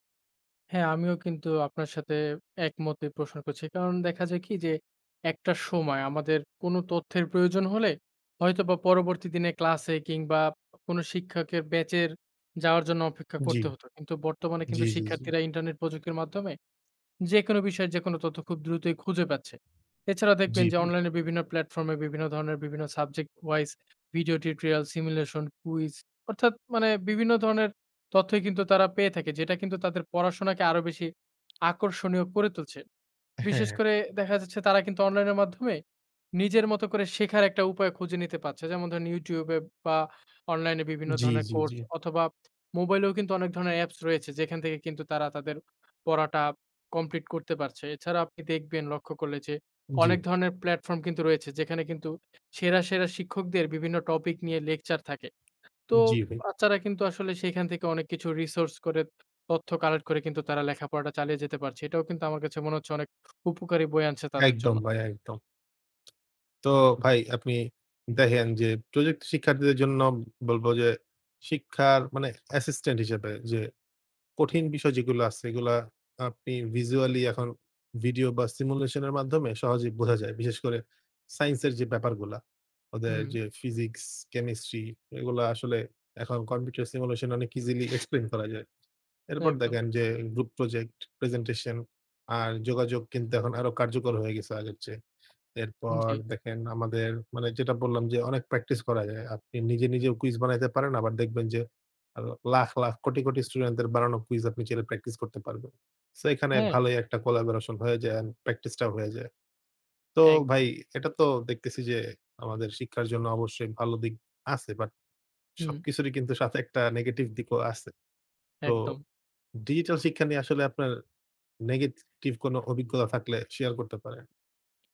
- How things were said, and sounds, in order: tapping; other background noise; laughing while speaking: "হ্যাঁ, হ্যাঁ"
- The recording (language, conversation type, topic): Bengali, unstructured, শিক্ষার্থীদের জন্য আধুনিক প্রযুক্তি ব্যবহার করা কতটা জরুরি?